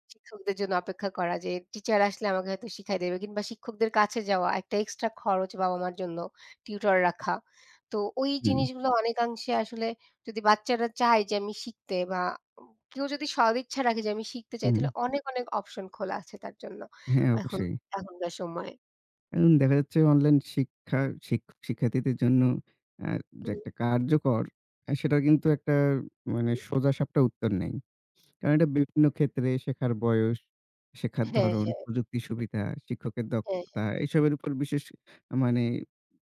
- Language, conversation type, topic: Bengali, unstructured, অনলাইন শিক্ষার সুবিধা ও অসুবিধাগুলো কী কী?
- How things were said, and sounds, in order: tapping; "যাচ্ছে" said as "যাচ্চে"; other background noise